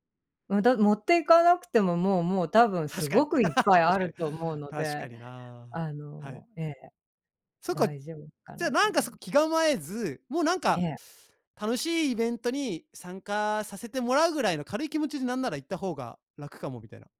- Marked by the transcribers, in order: laugh
- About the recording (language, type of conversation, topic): Japanese, podcast, 現地の家庭に呼ばれた経験はどんなものでしたか？